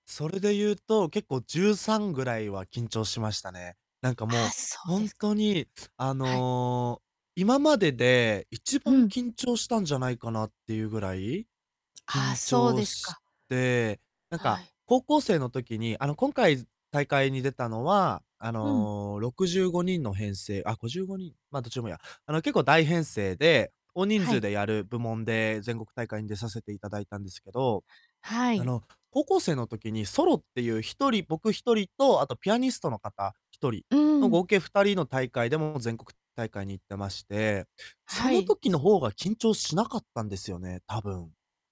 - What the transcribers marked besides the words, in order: distorted speech; other background noise
- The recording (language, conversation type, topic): Japanese, advice, 短時間で緊張をリセットして、すぐに落ち着くにはどうすればいいですか？